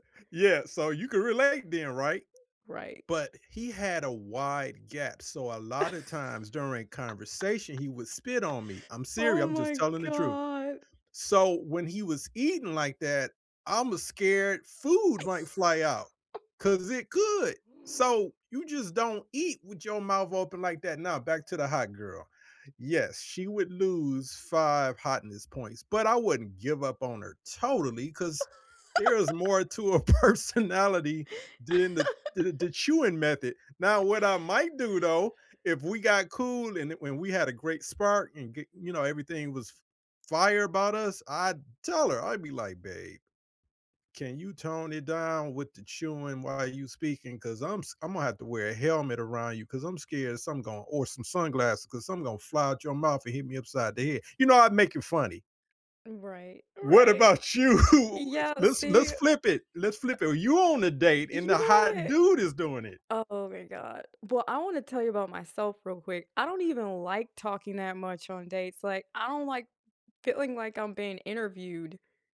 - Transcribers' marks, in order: other background noise; tapping; laugh; laugh; laughing while speaking: "a personality"; laugh; laugh; laughing while speaking: "you?"; other noise
- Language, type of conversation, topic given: English, unstructured, What is your opinion on chewing with your mouth open?
- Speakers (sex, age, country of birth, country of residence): female, 45-49, United States, United States; male, 55-59, United States, United States